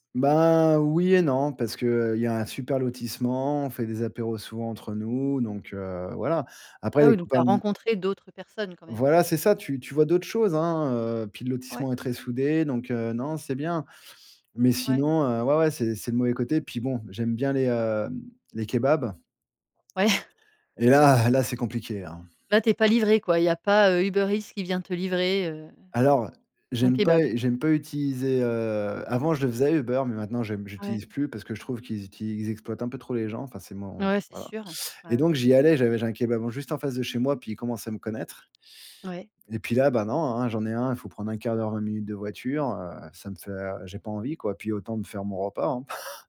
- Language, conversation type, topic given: French, podcast, Qu'est-ce que la nature t'apporte au quotidien?
- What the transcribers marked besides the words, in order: other background noise; chuckle; chuckle